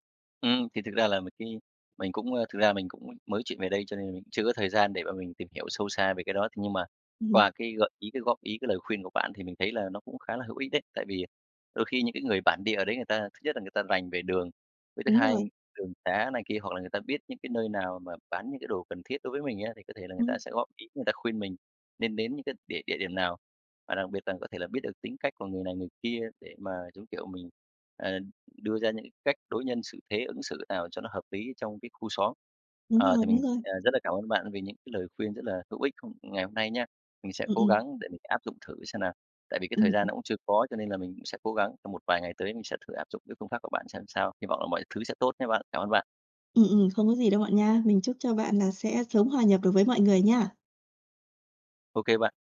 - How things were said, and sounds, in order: tapping
- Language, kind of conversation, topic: Vietnamese, advice, Làm sao để thích nghi khi chuyển đến một thành phố khác mà chưa quen ai và chưa quen môi trường xung quanh?